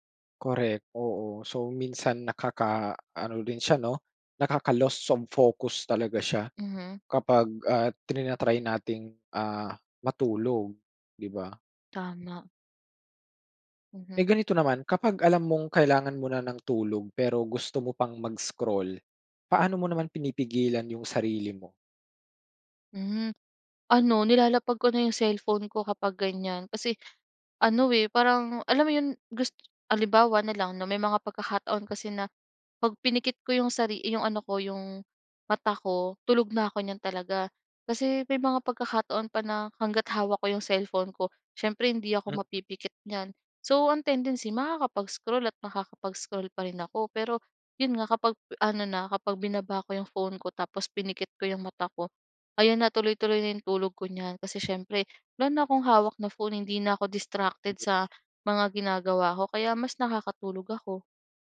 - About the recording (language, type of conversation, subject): Filipino, podcast, Ano ang karaniwan mong ginagawa sa telepono mo bago ka matulog?
- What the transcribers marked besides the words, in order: in English: "nakaka-lost of focus"; other background noise; "tina-try" said as "trina-try"; tapping; other noise; wind